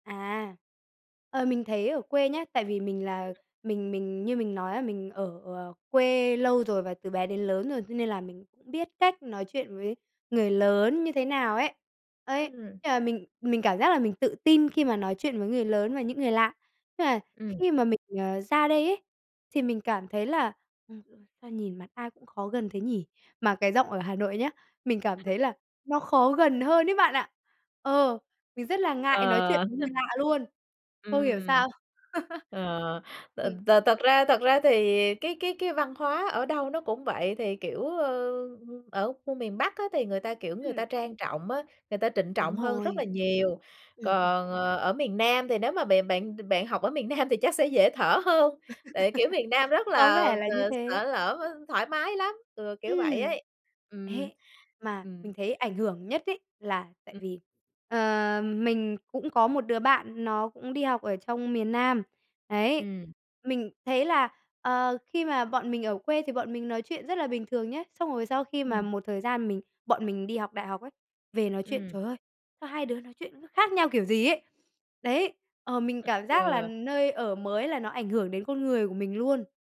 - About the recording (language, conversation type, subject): Vietnamese, podcast, Bạn đã lần đầu phải thích nghi với văn hoá ở nơi mới như thế nào?
- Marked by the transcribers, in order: other background noise; chuckle; chuckle; laugh; laugh; tapping